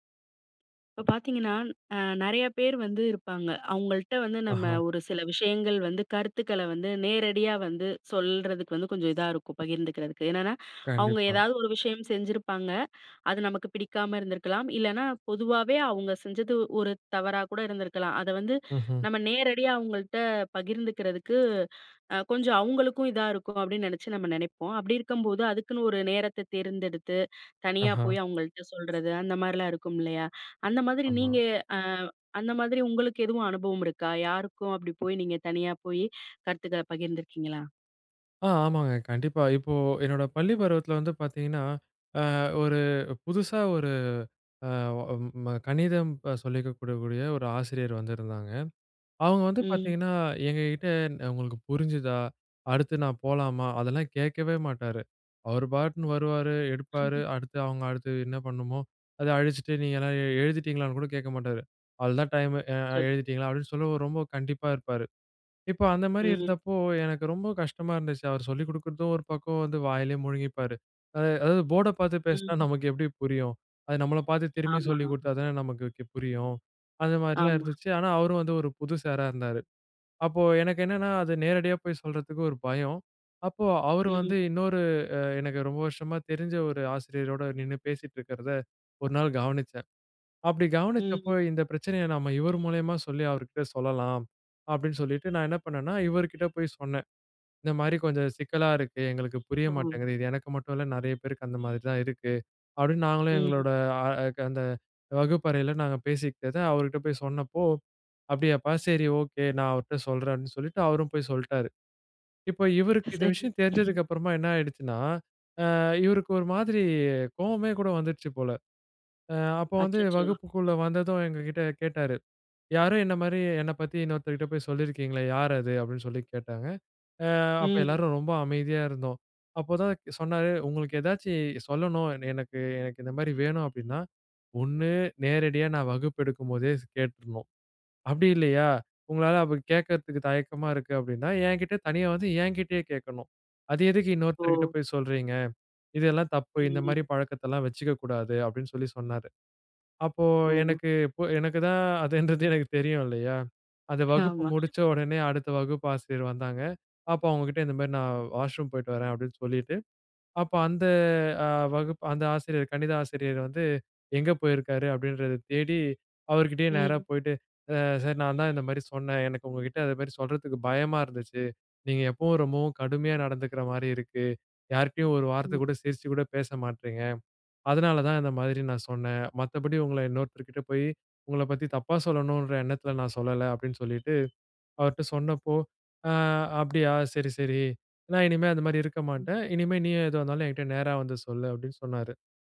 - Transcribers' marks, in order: chuckle; horn; laugh; laughing while speaking: "ஆமா"
- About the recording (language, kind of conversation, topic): Tamil, podcast, ஒரு கருத்தை நேர்மையாகப் பகிர்ந்துகொள்ள சரியான நேரத்தை நீங்கள் எப்படி தேர்வு செய்கிறீர்கள்?